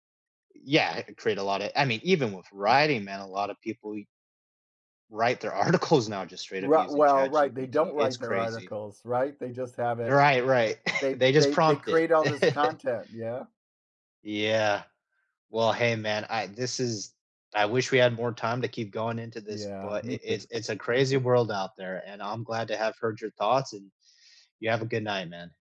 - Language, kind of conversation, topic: English, unstructured, What surprises you most about planning your future?
- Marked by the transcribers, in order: laughing while speaking: "articles"; scoff; chuckle; sniff